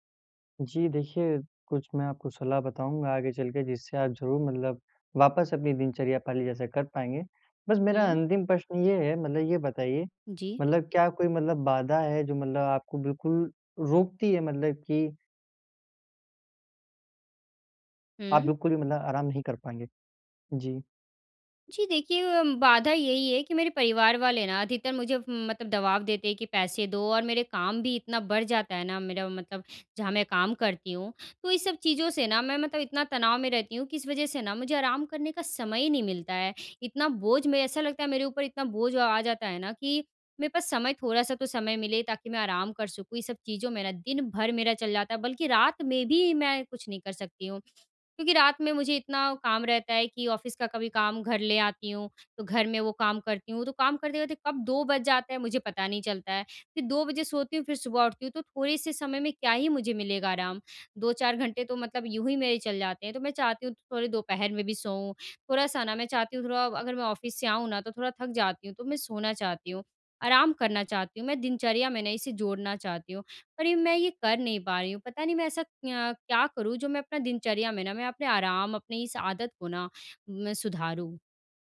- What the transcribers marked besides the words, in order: in English: "ऑफ़िस"; in English: "ऑफ़िस"
- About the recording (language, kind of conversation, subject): Hindi, advice, मैं रोज़ाना आराम के लिए समय कैसे निकालूँ और इसे आदत कैसे बनाऊँ?